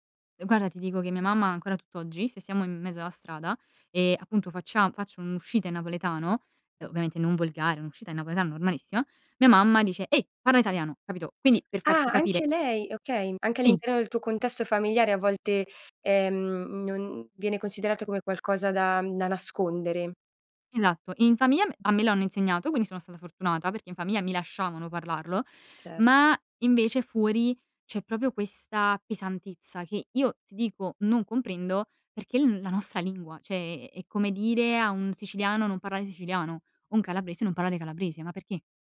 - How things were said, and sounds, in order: other background noise; tapping; "cioè" said as "ceh"
- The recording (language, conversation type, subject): Italian, podcast, Come ti ha influenzato la lingua che parli a casa?